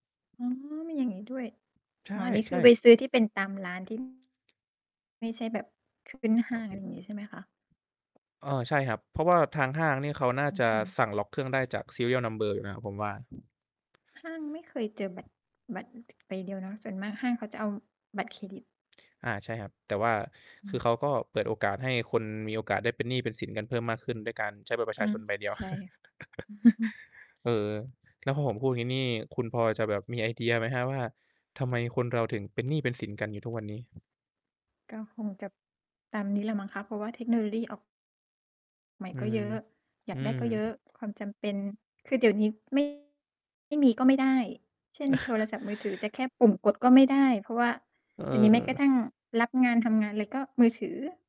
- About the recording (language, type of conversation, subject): Thai, unstructured, ทำไมคนส่วนใหญ่ถึงยังมีปัญหาหนี้สินอยู่ตลอดเวลา?
- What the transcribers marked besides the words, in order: static; distorted speech; other background noise; tapping; in English: "serial number"; chuckle; "เทคโนโลยี" said as "เทคโนโลลี่"; chuckle